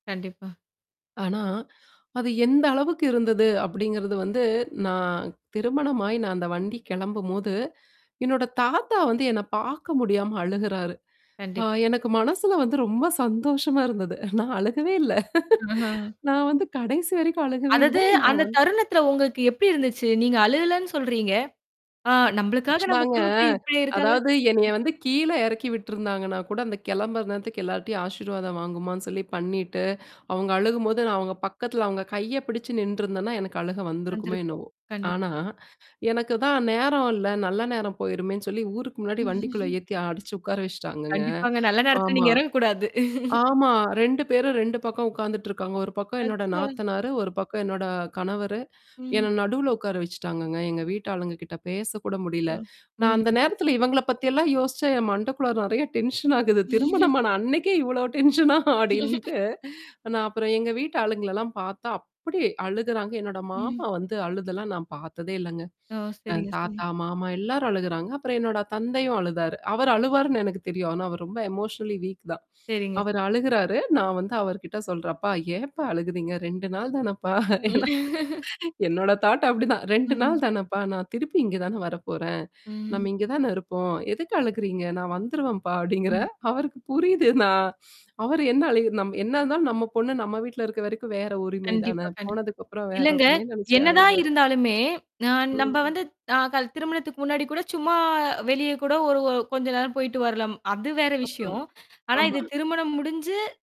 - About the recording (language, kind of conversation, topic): Tamil, podcast, திருமண வாழ்க்கையில் காலப்போக்கில் அன்பை வெளிப்படுத்தும் முறைகள் எப்படி மாறுகின்றன?
- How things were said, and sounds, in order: mechanical hum; joyful: "ஆ எனக்கு மனசுல வந்து ரொம்ப … வரைக்கும் அழுகவே இல்ல"; unintelligible speech; other noise; laugh; tapping; distorted speech; in English: "ஆக்ச்சுவலாங்க"; other background noise; tongue click; chuckle; laugh; unintelligible speech; in English: "டென்ஷன்"; chuckle; laughing while speaking: "இவ்வளோ டென்ஷனா அப்படின்ட்டு"; in English: "டென்ஷனா"; giggle; static; in English: "எமோஷனலி வீக்"; laugh; in English: "தாட்"; laughing while speaking: "ரெண்டு நாள் தானப்பா. நான் திருப்பி … அவருக்கு புரியுது நான்"